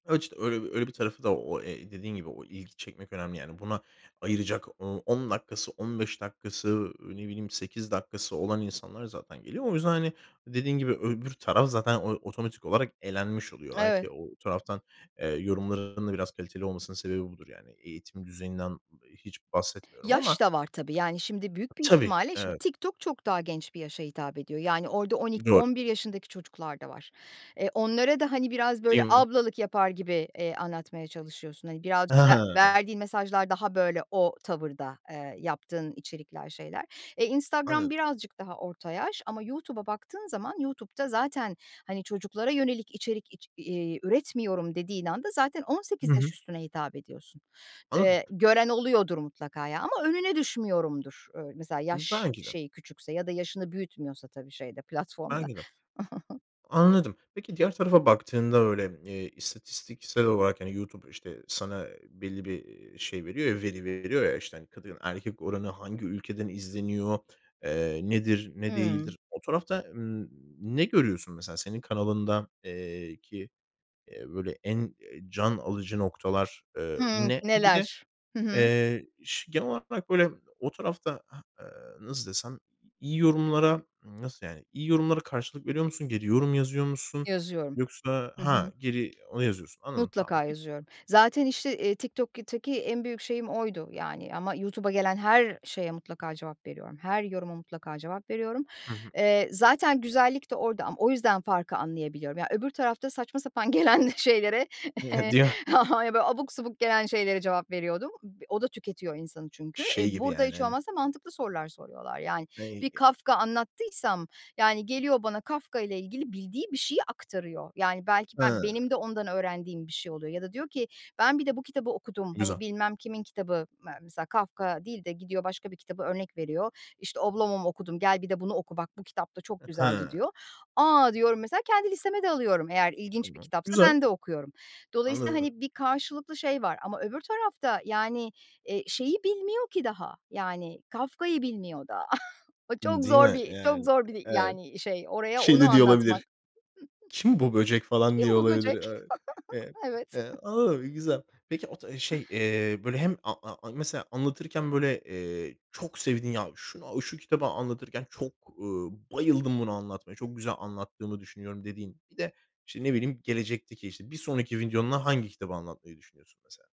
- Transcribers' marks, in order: other background noise; giggle; chuckle; unintelligible speech; chuckle; chuckle
- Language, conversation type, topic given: Turkish, podcast, Algoritmalar seni farklı şeylere yönlendiriyor mu; bu seni nasıl hissettiriyor?